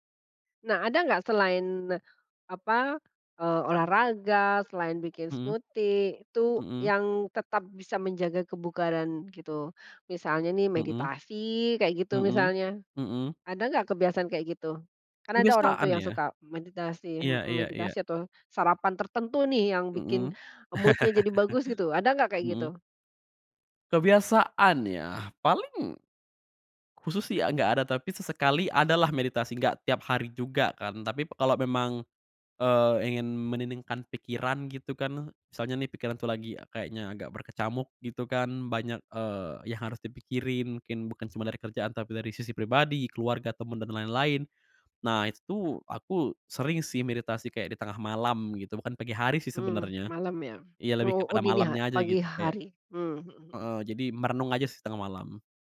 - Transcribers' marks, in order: in English: "smoothie"; in English: "mood-nya"; chuckle; "menenangkan" said as "meniningkan"; tapping
- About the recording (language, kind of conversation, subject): Indonesian, podcast, Bagaimana rutinitas pagimu untuk menjaga kebugaran dan suasana hati sepanjang hari?